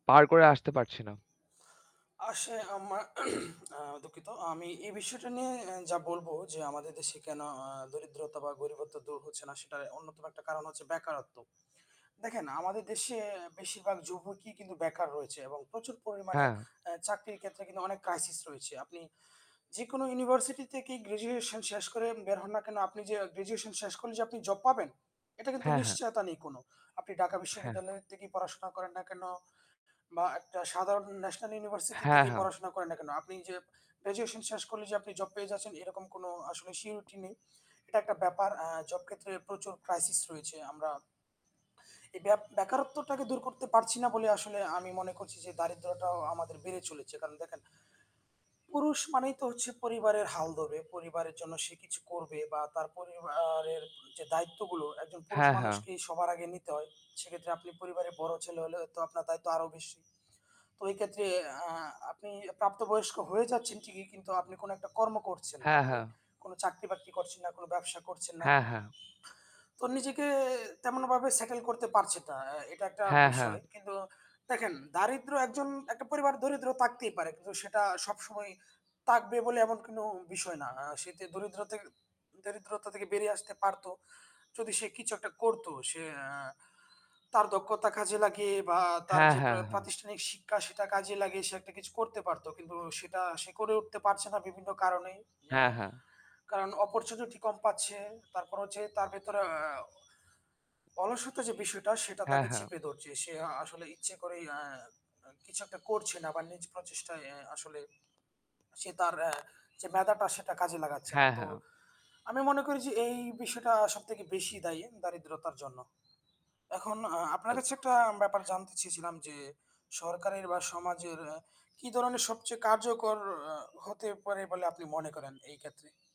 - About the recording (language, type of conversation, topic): Bengali, unstructured, কেন অনেক মানুষ এখনো দারিদ্র্য থেকে মুক্তি পায় না?
- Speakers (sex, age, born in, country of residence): male, 20-24, Bangladesh, Bangladesh; male, 25-29, Bangladesh, Bangladesh
- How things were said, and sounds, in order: tapping; static; throat clearing; other background noise; horn; other street noise; "থাকবে" said as "তাকবে"; bird; "অপরচুনিটি" said as "অপরচুটি"; unintelligible speech